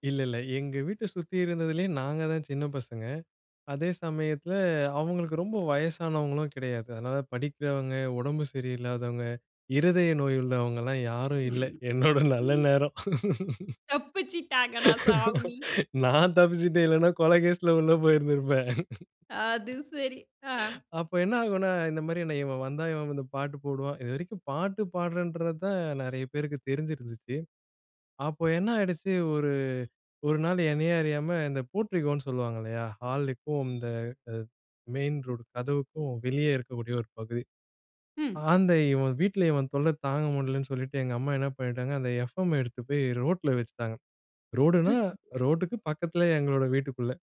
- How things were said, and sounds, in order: horn; laugh; laughing while speaking: "என்னோட நல்ல நேரம்"; laughing while speaking: "தப்பிச்சிட்டாங்கடா சாமி!"; laughing while speaking: "நான் தப்பிச்சுட்டேன், இல்லன்னா கொல கேஸ்ல உள்ள போயிருந்துருப்பேன்"; laughing while speaking: "அது சேரி, ஆ"; in English: "போட்ரிகோன்னு"; in English: "மெயின் ரோட்"
- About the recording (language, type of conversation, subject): Tamil, podcast, குடும்பம் உங்கள் இசை ரசனையை எப்படிப் பாதிக்கிறது?